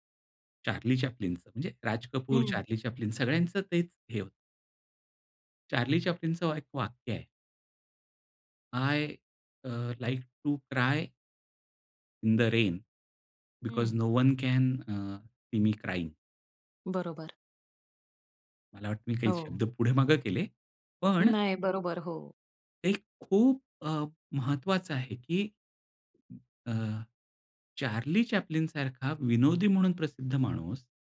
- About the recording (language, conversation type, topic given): Marathi, podcast, तुमच्या आयुष्यातील सर्वात आवडती संगीताची आठवण कोणती आहे?
- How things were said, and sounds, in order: in English: "आय अ, लाइक टू क्राय"; in English: "इन द रेन, बिकॉज नो वन कॅन अ, सी मी क्राईंग"